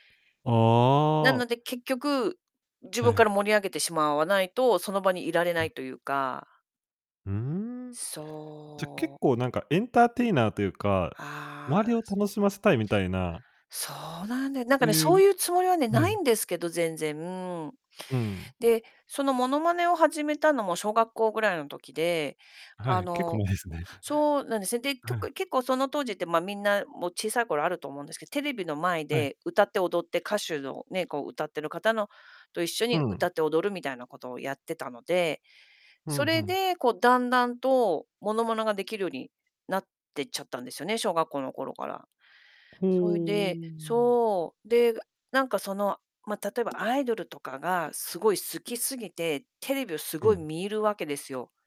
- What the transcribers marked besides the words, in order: drawn out: "そう"; in English: "エンターテイナー"; "物真似" said as "ものもの"; drawn out: "ほう"; other background noise; static
- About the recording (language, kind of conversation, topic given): Japanese, podcast, カラオケで必ず歌う定番の一曲は何ですか？